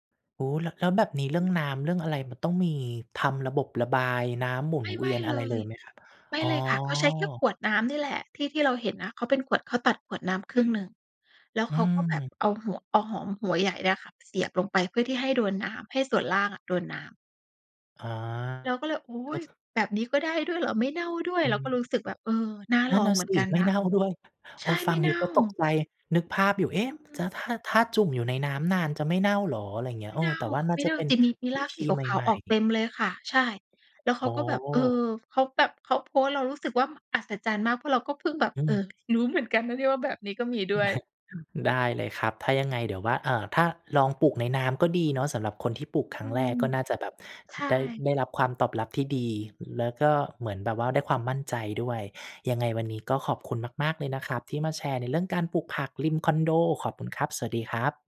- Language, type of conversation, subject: Thai, podcast, คุณคิดอย่างไรกับการปลูกผักไว้กินเองที่บ้านหรือที่ระเบียง?
- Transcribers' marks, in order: other background noise; tapping; chuckle